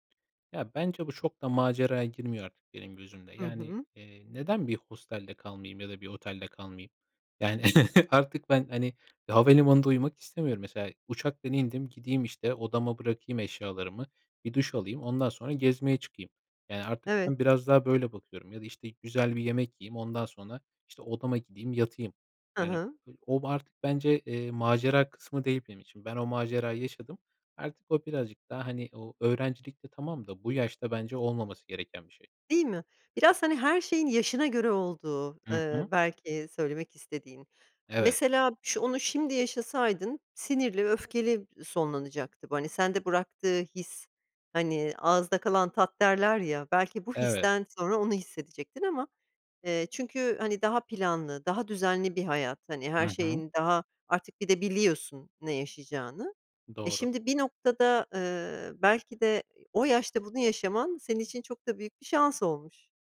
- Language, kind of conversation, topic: Turkish, podcast, En unutulmaz seyahat deneyimini anlatır mısın?
- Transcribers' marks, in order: tapping; chuckle